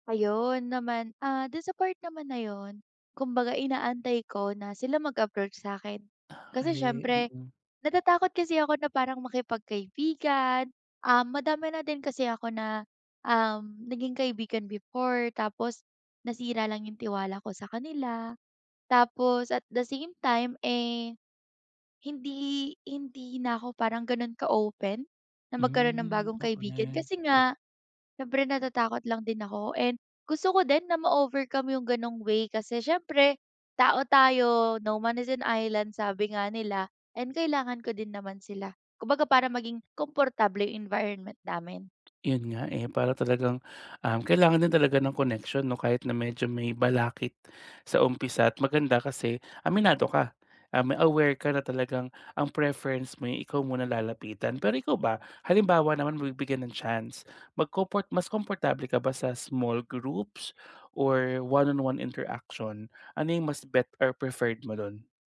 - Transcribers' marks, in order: in English: "no man is an island"
- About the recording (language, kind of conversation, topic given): Filipino, advice, Paano ako makikisalamuha at makakabuo ng mga bagong kaibigan sa bago kong komunidad?